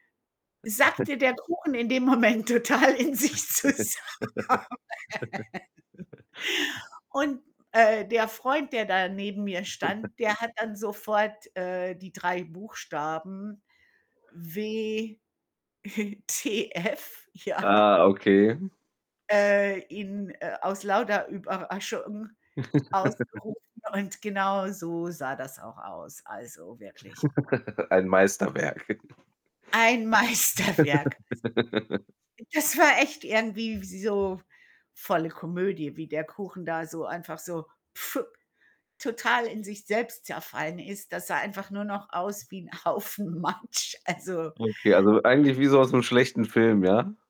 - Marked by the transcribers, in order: chuckle; static; distorted speech; giggle; laughing while speaking: "Moment total in sich zusammen"; giggle; giggle; other background noise; chuckle; laughing while speaking: "T F, ja"; giggle; giggle; chuckle; laughing while speaking: "Meisterwerk"; giggle; background speech; blowing; laughing while speaking: "Haufen Matsch, also"
- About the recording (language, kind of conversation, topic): German, unstructured, Was war dein überraschendstes Erlebnis, als du ein neues Gericht probiert hast?